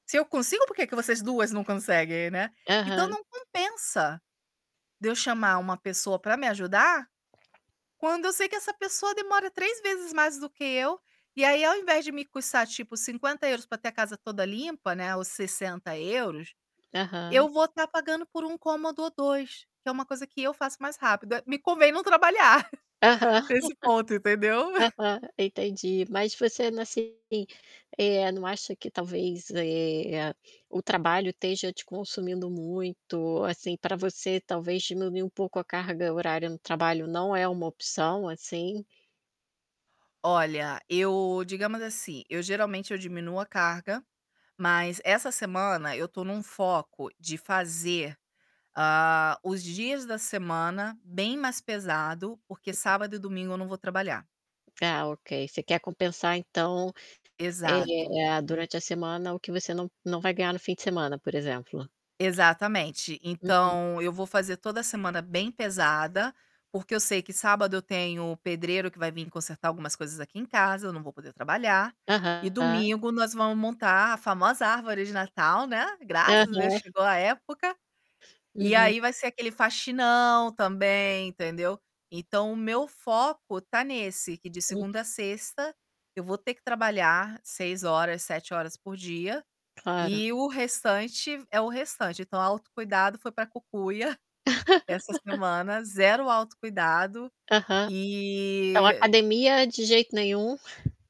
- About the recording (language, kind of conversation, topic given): Portuguese, advice, Como você se sente ao tentar conciliar o trabalho com momentos de autocuidado sem se sobrecarregar?
- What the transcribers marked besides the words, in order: other background noise; chuckle; distorted speech; static; tapping; laugh; chuckle; chuckle